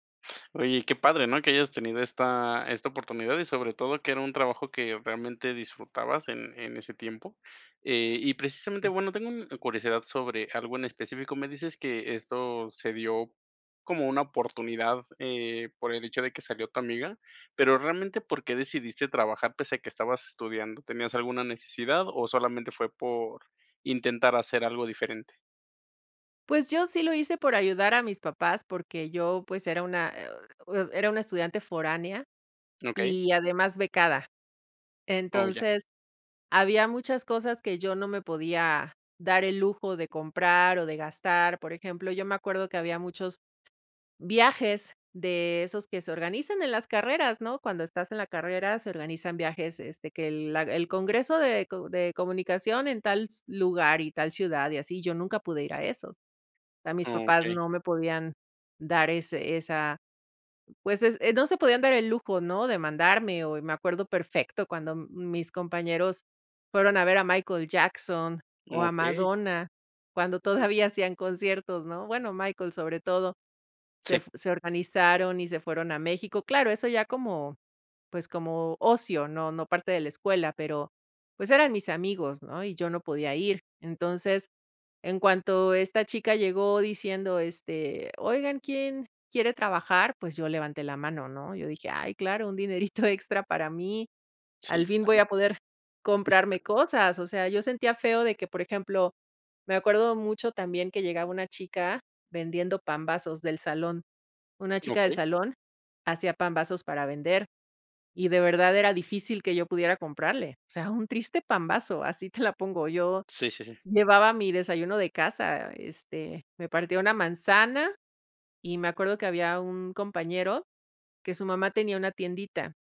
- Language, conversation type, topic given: Spanish, podcast, ¿Cuál fue tu primer trabajo y qué aprendiste de él?
- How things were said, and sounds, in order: gasp; other background noise; laughing while speaking: "un dinerito extra para mí"; sad: "Al fin voy a poder comprarme cosas"; laughing while speaking: "Así te la pongo"